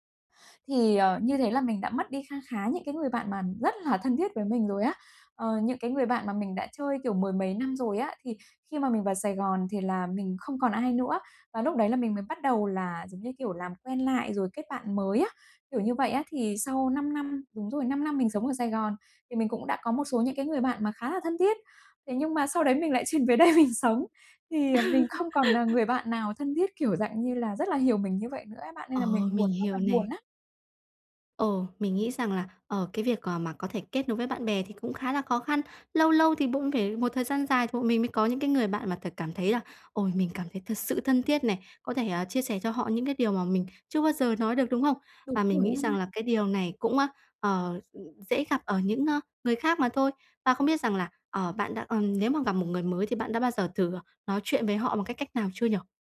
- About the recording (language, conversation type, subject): Vietnamese, advice, Mình nên làm gì khi thấy khó kết nối với bạn bè?
- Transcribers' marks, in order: laughing while speaking: "đây mình"; laugh; "cũng" said as "bũng"; tapping